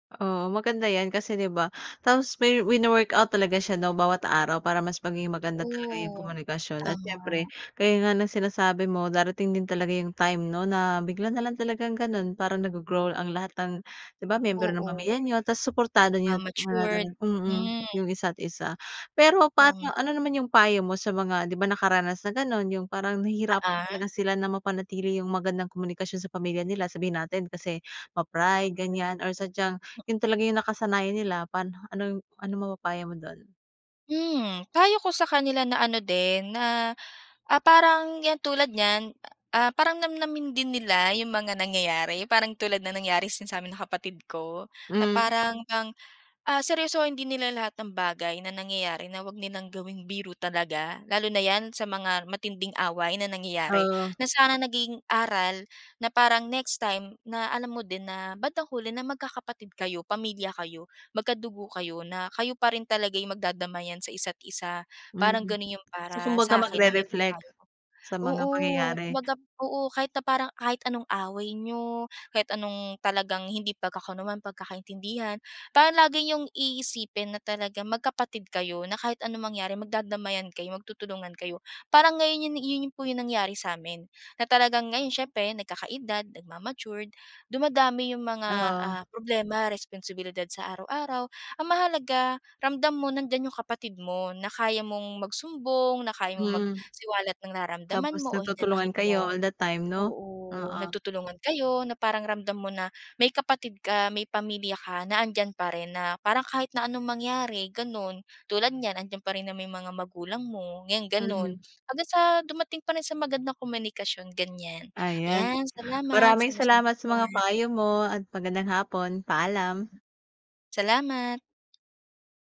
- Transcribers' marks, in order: unintelligible speech; gasp; tapping
- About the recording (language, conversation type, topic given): Filipino, podcast, Paano mo pinananatili ang maayos na komunikasyon sa pamilya?